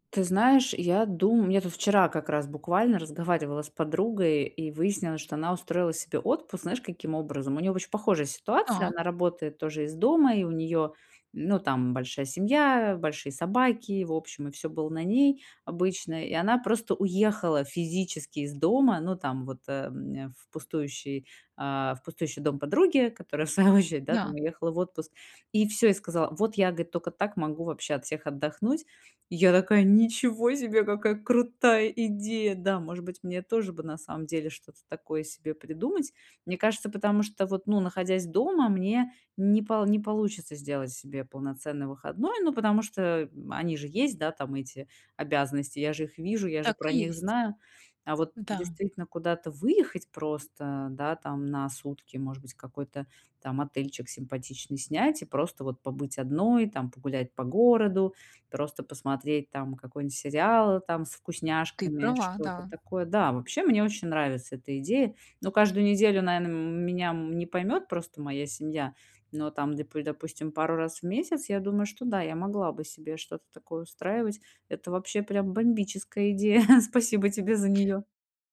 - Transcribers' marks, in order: laughing while speaking: "в свою очередь"; joyful: "Ничего себе, какая крутая идея"; chuckle; other background noise
- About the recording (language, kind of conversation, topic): Russian, advice, Как мне вернуть устойчивый рабочий ритм и выстроить личные границы?